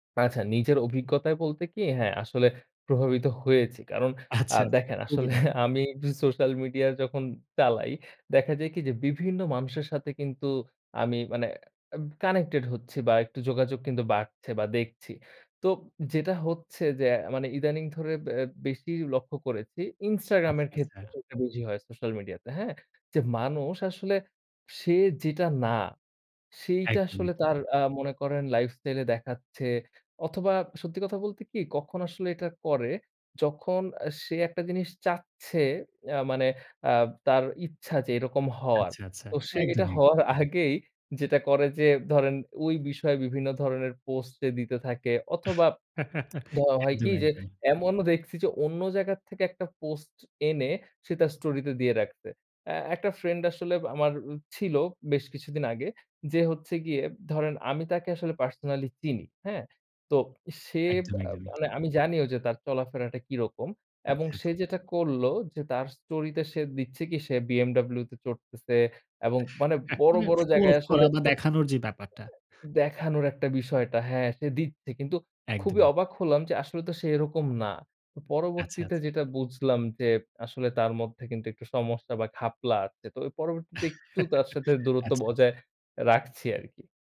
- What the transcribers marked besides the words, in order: chuckle; tapping; laugh; lip smack; unintelligible speech; chuckle
- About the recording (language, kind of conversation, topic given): Bengali, podcast, সোশ্যাল মিডিয়ায় লোক দেখানোর প্রবণতা কীভাবে সম্পর্ককে প্রভাবিত করে?